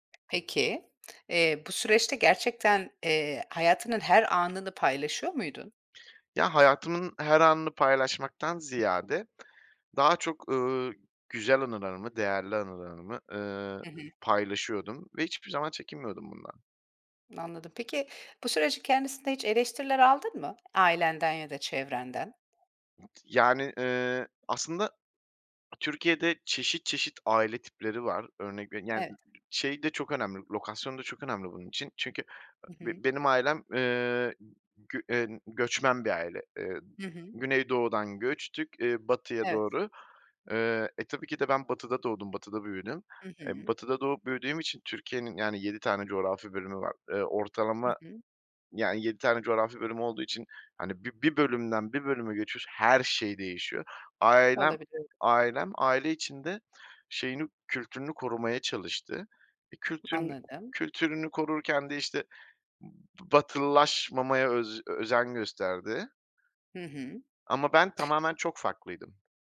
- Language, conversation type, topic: Turkish, podcast, Sosyal medyanın ruh sağlığı üzerindeki etkisini nasıl yönetiyorsun?
- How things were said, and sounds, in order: tapping; other noise; other background noise; stressed: "her şey"